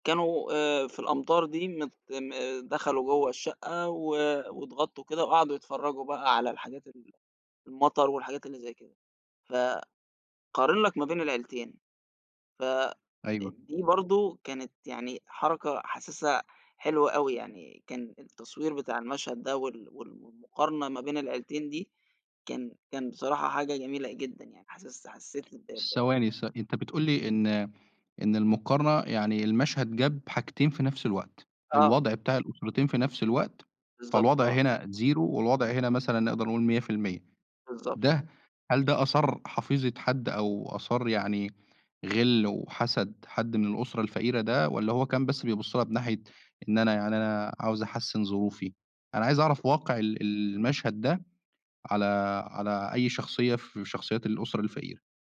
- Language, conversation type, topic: Arabic, podcast, إيه هو الفيلم اللي غيّر نظرتك للحياة؟
- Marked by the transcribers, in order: tapping; in English: "Zero"